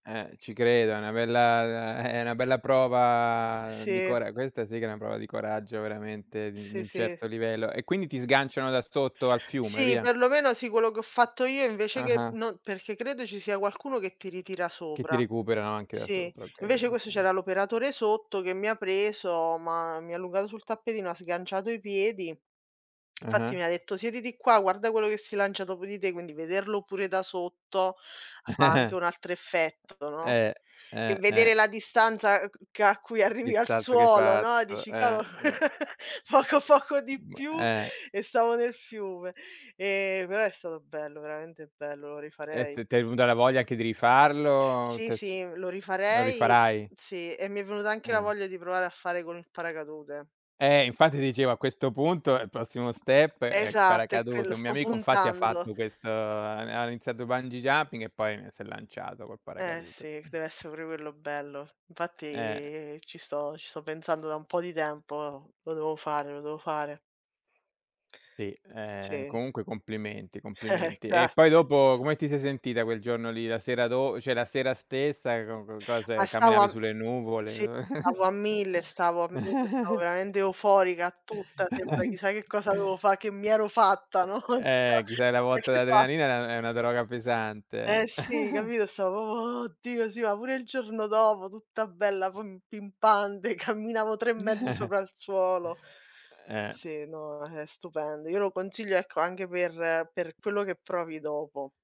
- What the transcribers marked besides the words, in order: tapping; tongue click; chuckle; laugh; laughing while speaking: "poco poco"; other background noise; in English: "step"; chuckle; "cioè" said as "ceh"; chuckle; unintelligible speech; unintelligible speech; chuckle; "proprio" said as "popo"; put-on voice: "Oddio, sì"; chuckle
- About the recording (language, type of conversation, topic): Italian, unstructured, Qual è stato un momento in cui hai dovuto essere coraggioso?